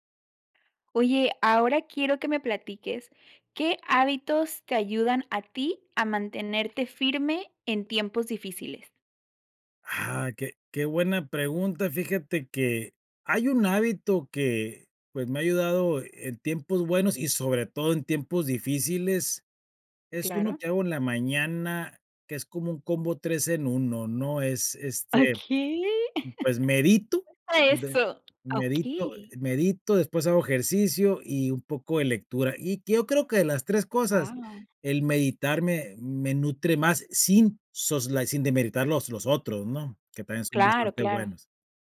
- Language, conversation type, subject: Spanish, podcast, ¿Qué hábitos te ayudan a mantenerte firme en tiempos difíciles?
- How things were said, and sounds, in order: chuckle